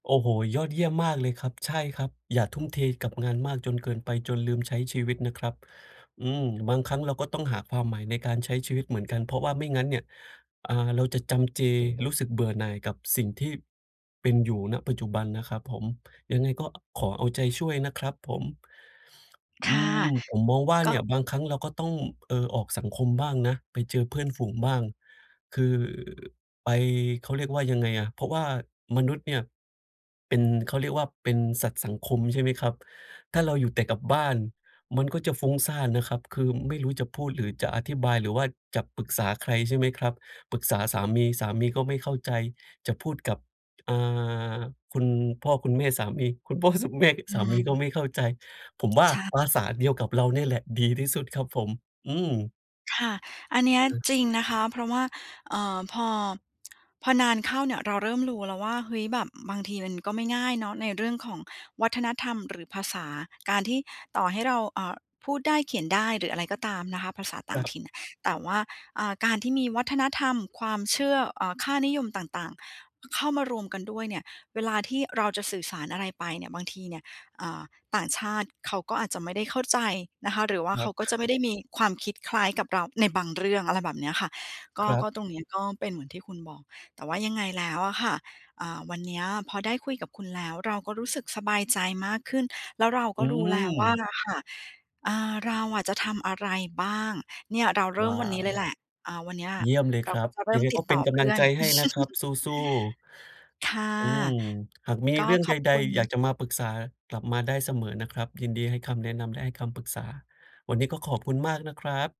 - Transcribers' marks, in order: other background noise; tapping; chuckle
- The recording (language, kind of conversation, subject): Thai, advice, ฉันจะเริ่มสร้างกิจวัตรเพื่อลดความเหงาหลังย้ายมาอยู่ที่ใหม่ได้อย่างไร?